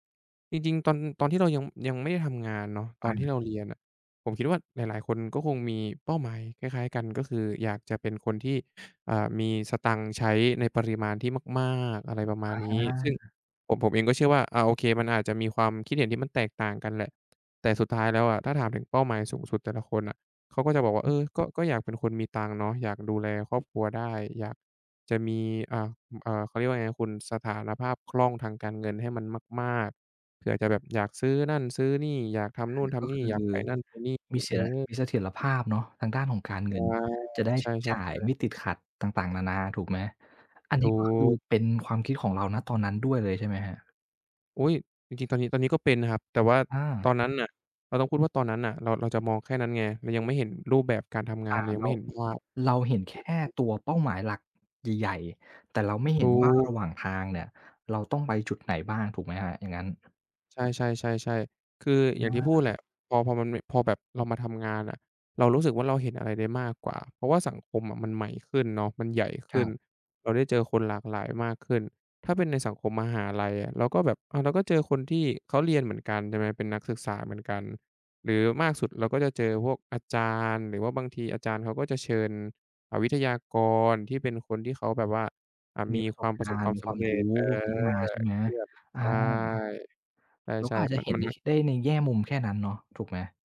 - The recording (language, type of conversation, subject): Thai, podcast, งานของคุณทำให้คุณรู้สึกว่าเป็นคนแบบไหน?
- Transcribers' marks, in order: other background noise; unintelligible speech; other noise